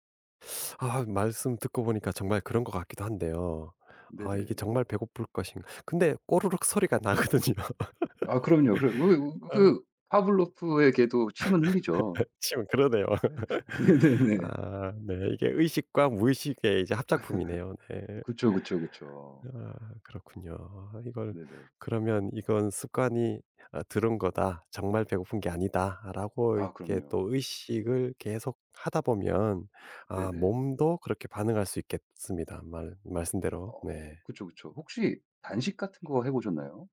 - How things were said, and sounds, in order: other background noise; laughing while speaking: "나거든요"; laugh; laugh; laughing while speaking: "지금 그러네요"; laugh; laughing while speaking: "네네네"; laugh
- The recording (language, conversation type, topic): Korean, advice, 잠들기 전에 스크린을 보거나 야식을 먹는 습관을 어떻게 고칠 수 있을까요?